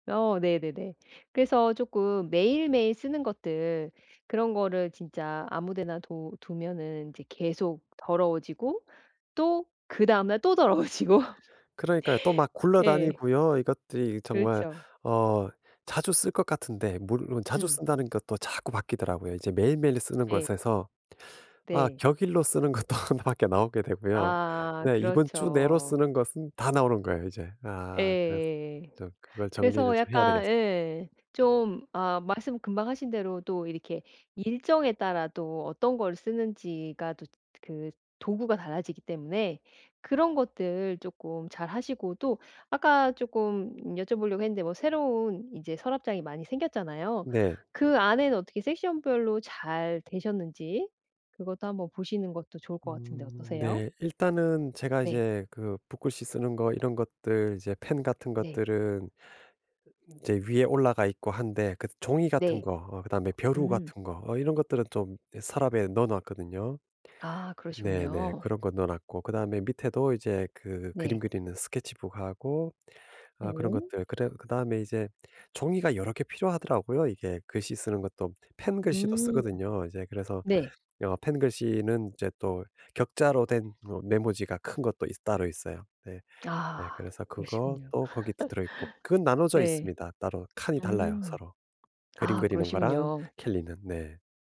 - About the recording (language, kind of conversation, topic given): Korean, advice, 작업 공간을 깔끔하게 정리하려면 어디서부터 어떻게 시작해야 할까요?
- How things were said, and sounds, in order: other background noise; tapping; laughing while speaking: "더러워지고"; laughing while speaking: "것도"; laugh